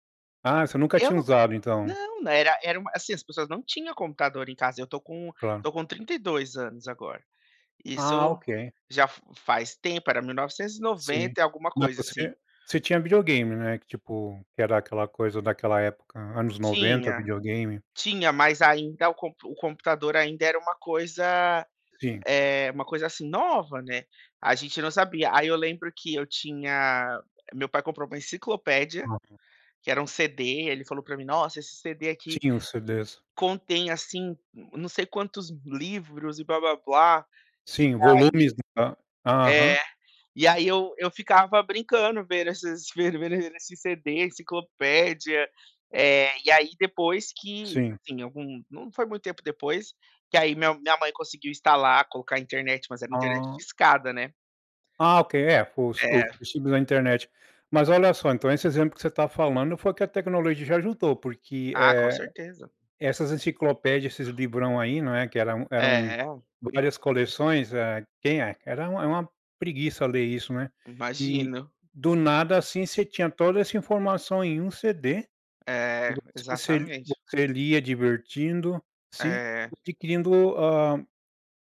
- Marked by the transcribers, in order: unintelligible speech
- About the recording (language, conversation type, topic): Portuguese, podcast, Como a tecnologia mudou sua rotina diária?